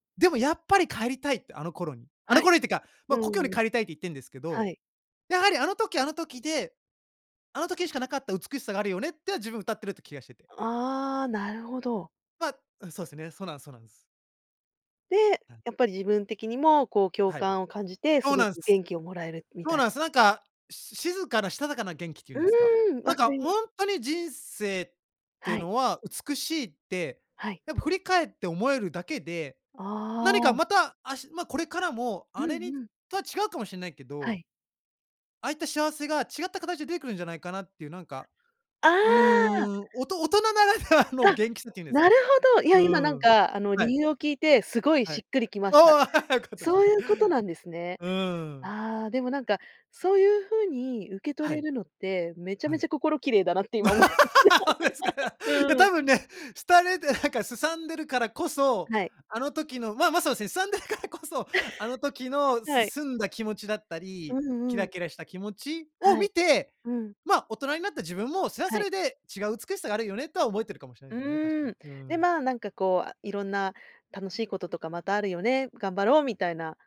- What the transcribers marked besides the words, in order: laughing while speaking: "大人ならではの"; laugh; laugh; laughing while speaking: "そうですか。いや多分ね、廃れてなんか"; laughing while speaking: "思いました"; laugh; laughing while speaking: "すさんでるからこそ"; chuckle
- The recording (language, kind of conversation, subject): Japanese, podcast, 聴くと必ず元気になれる曲はありますか？